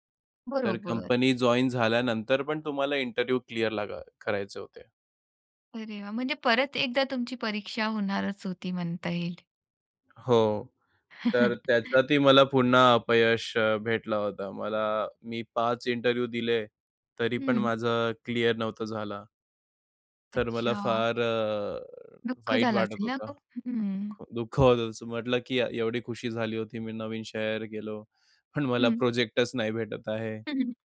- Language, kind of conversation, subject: Marathi, podcast, अपयशानंतर तुम्ही पुन्हा सुरुवात कशी केली?
- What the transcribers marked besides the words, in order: in English: "जॉइन"; in English: "इंटरव्ह्यू क्लिअर"; other background noise; chuckle; in English: "इंटरव्ह्यू"; sad: "तर मला फार अ, वाईट वाटत होतं. दुःख होतं. असं म्हटलं"; laughing while speaking: "पण मला"